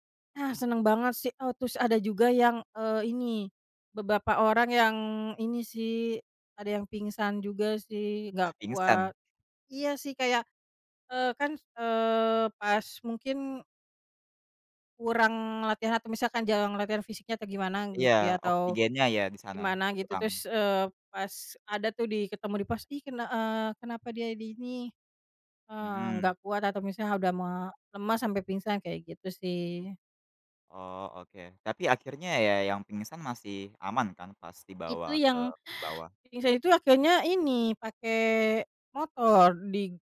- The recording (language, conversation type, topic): Indonesian, podcast, Bagaimana pengalaman pertama kamu saat mendaki gunung atau berjalan lintas alam?
- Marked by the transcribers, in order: other background noise